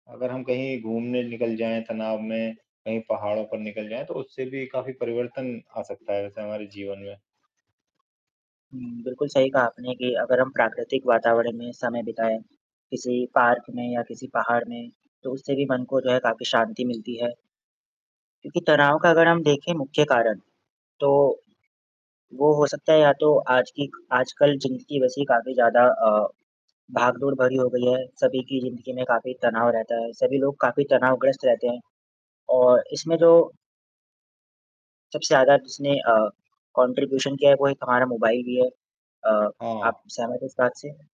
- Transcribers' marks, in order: static; in English: "कॉन्ट्रीब्यूशन"
- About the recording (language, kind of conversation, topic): Hindi, unstructured, आप तनाव दूर करने के लिए कौन-सी गतिविधियाँ करते हैं?